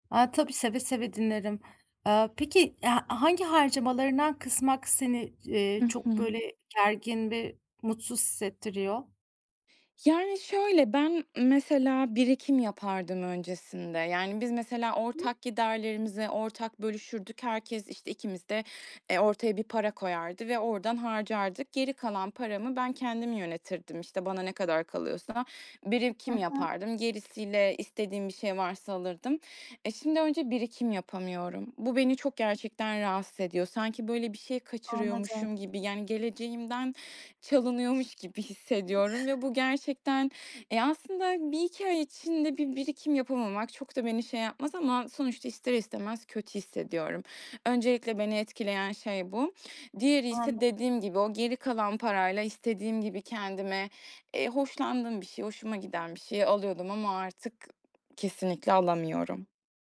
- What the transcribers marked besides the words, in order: unintelligible speech; tapping; other background noise
- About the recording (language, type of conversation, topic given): Turkish, advice, Geliriniz azaldığında harcamalarınızı kısmakta neden zorlanıyorsunuz?